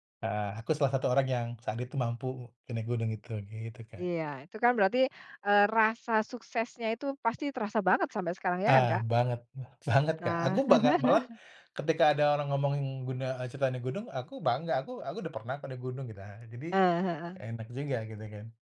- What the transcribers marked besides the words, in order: other background noise; tapping; chuckle
- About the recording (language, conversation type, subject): Indonesian, podcast, Pengalaman apa yang membuat kamu menemukan tujuan hidupmu?